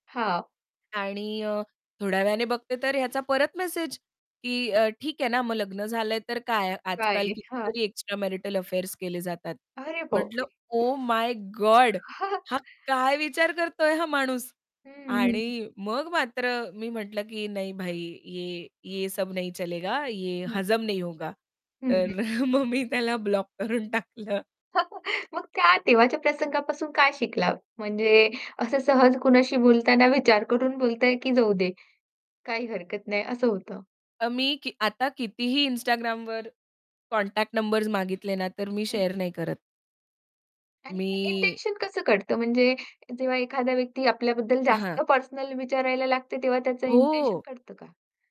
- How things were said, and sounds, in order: static; distorted speech; in English: "एक्स्ट्रा मॅरिटल अफेअर्स"; surprised: "अरे बापरे!"; chuckle; surprised: "ओह माय गोड"; in English: "ओह माय गोड"; in Hindi: "नहीं भाई, ये ये सब नहीं चलेगा, ये हजम नहीं होगा"; chuckle; laughing while speaking: "मग मी त्याला ब्लॉक करून टाकलं"; chuckle; in English: "कॉन्टॅक्ट"; in English: "शेअर"; in English: "इंटेन्शन"; in English: "इंटेन्शन"
- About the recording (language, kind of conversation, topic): Marathi, podcast, तुम्ही कोणाला ब्लॉक करताना कोणाला सांगता का, की हा निर्णय एकटेच घेता?